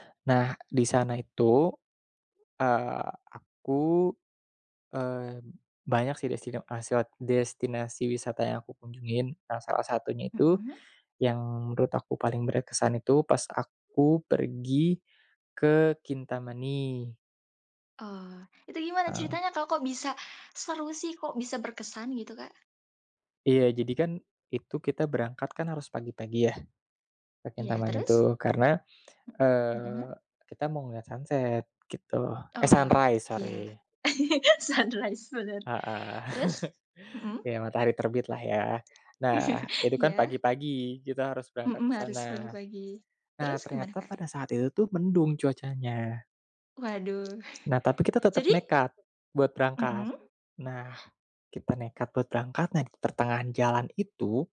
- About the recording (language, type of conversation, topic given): Indonesian, podcast, Apa salah satu pengalaman perjalanan paling berkesan yang pernah kamu alami?
- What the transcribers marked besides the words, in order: in English: "sunset"; in English: "sunrise"; other background noise; laugh; laughing while speaking: "sunrise"; in English: "sunrise"; laugh; laugh; tapping